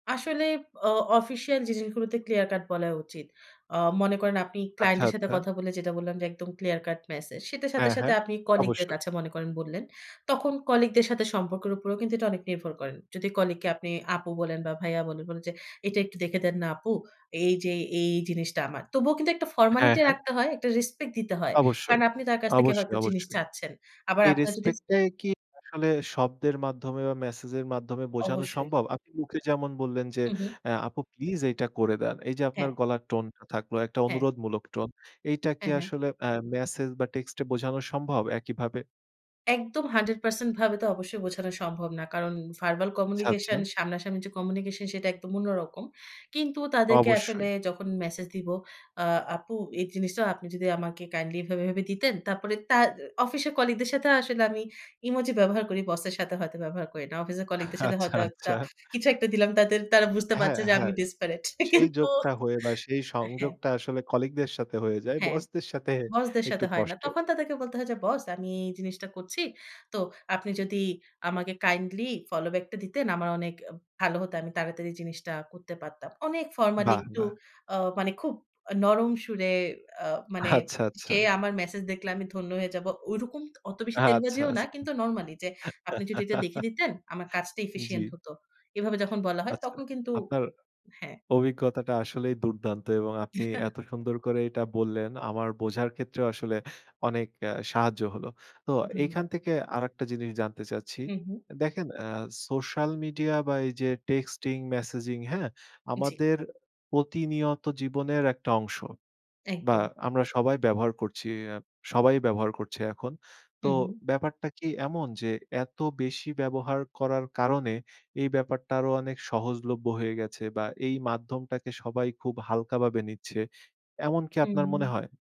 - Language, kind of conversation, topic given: Bengali, podcast, টেক্সট বা মেসেজে টোন ঠিক রাখতে আপনি কী করেন?
- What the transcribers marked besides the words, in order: laughing while speaking: "আচ্ছা, আচ্ছা"; chuckle; laughing while speaking: "আচ্ছা"; tapping; laugh; other background noise; laughing while speaking: "জি, হ্যাঁ"